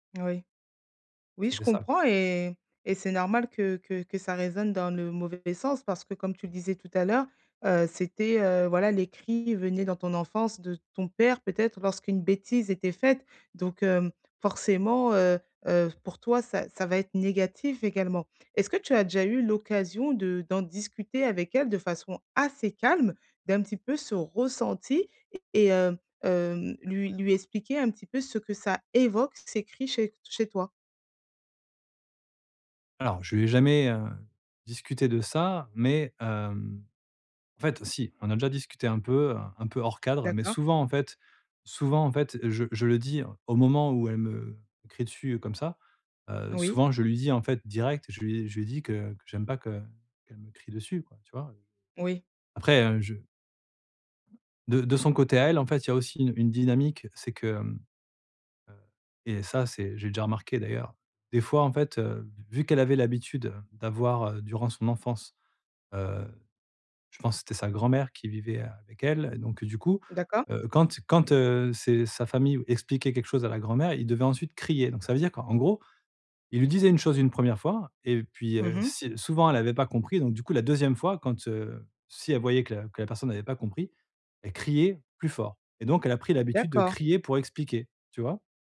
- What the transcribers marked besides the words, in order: none
- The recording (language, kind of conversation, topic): French, advice, Comment arrêter de m’enfoncer après un petit faux pas ?